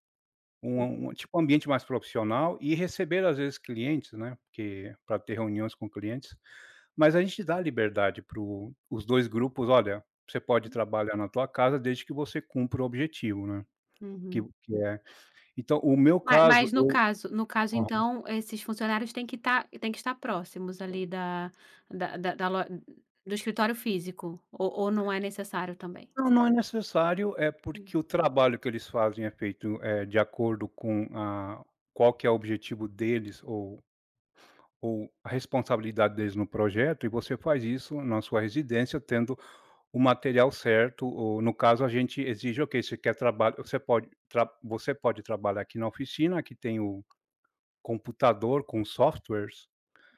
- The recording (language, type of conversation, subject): Portuguese, podcast, Você sente pressão para estar sempre disponível online e como lida com isso?
- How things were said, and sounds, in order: tapping